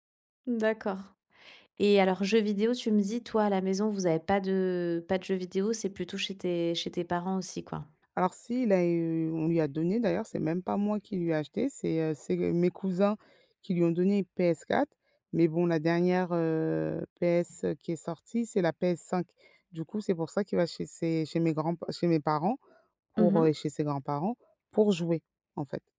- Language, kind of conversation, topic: French, podcast, Comment gérez-vous les devoirs et le temps d’écran à la maison ?
- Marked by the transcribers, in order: none